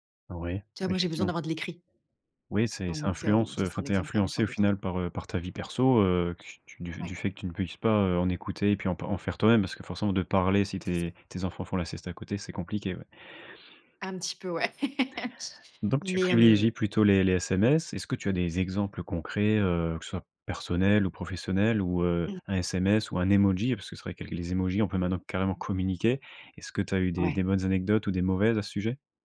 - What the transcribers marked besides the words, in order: laugh
- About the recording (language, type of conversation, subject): French, podcast, Comment les textos et les émojis ont-ils compliqué la communication ?